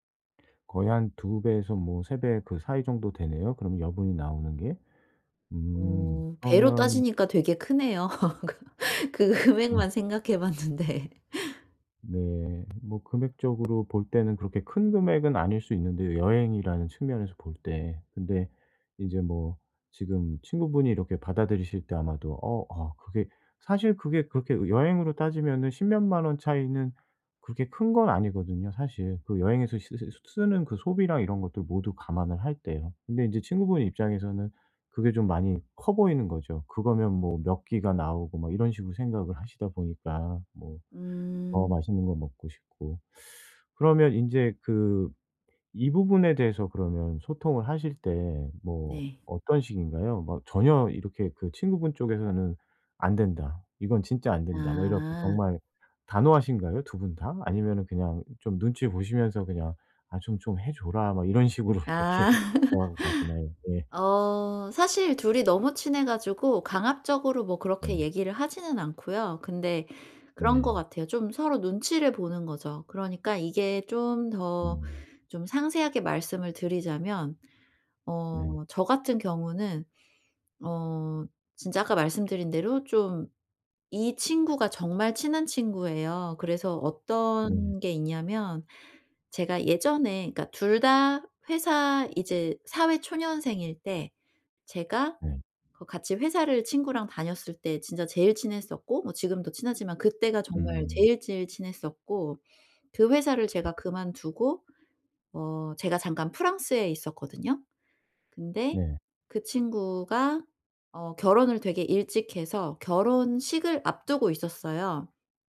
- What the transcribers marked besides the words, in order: laugh; laughing while speaking: "그 그 금액만 생각해 봤는데"; other background noise; laughing while speaking: "식으로 이렇게"; laugh; tapping
- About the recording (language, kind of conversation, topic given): Korean, advice, 여행 예산을 정하고 예상 비용을 지키는 방법